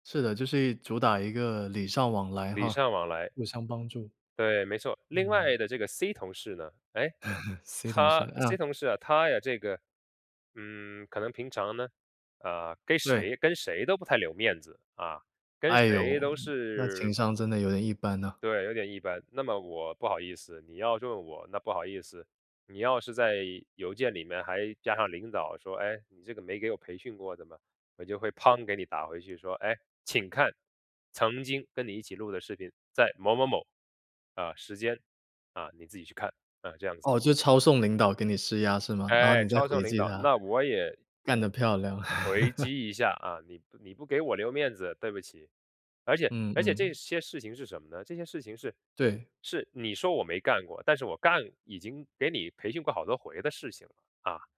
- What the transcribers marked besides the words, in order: chuckle; chuckle
- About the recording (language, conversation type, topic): Chinese, podcast, 你如何在不伤和气的情况下给团队成员提出反馈？